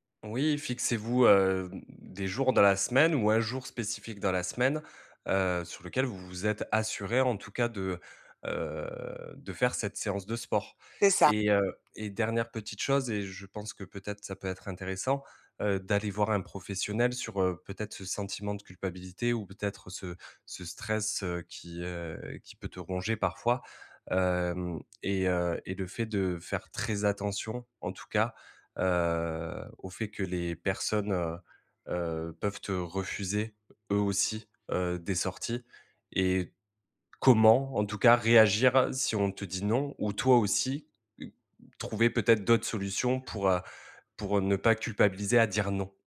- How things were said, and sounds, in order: stressed: "assuré"; drawn out: "heu"; stressed: "très"; drawn out: "heu"
- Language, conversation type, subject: French, advice, Pourquoi ai-je du mal à dire non aux demandes des autres ?